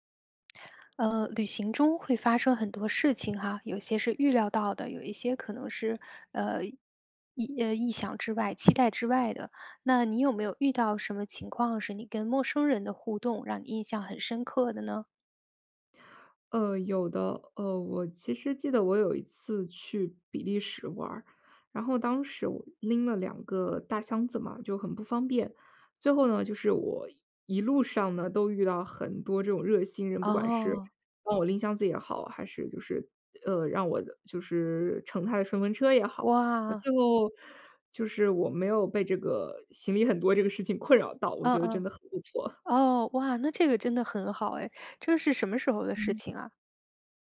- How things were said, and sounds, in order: none
- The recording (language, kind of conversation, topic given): Chinese, podcast, 在旅行中，你有没有遇到过陌生人伸出援手的经历？